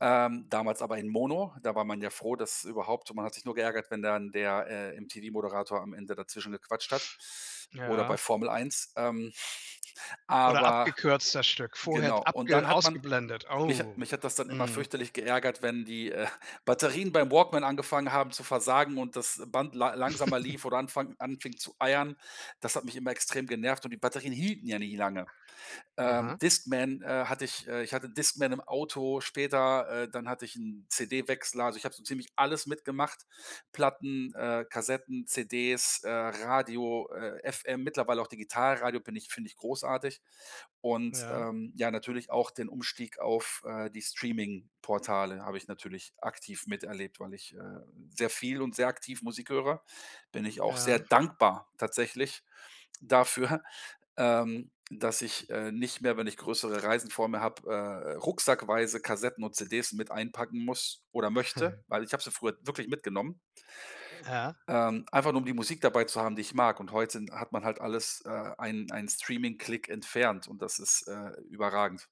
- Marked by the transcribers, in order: snort; other background noise; snort; giggle; stressed: "hielten"; stressed: "dankbar"; laughing while speaking: "dafür"; chuckle
- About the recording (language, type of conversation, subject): German, podcast, Hat Streaming dein Musikverhalten und deinen Musikgeschmack verändert?